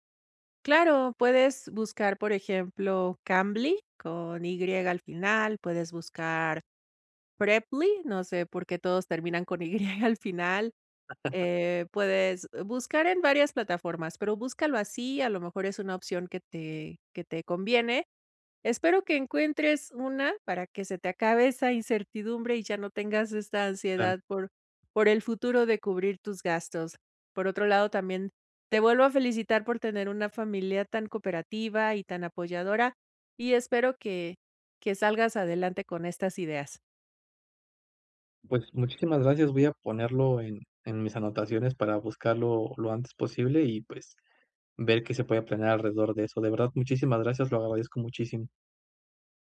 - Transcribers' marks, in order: laughing while speaking: "y"; chuckle
- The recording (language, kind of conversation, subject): Spanish, advice, ¿Cómo puedo reducir la ansiedad ante la incertidumbre cuando todo está cambiando?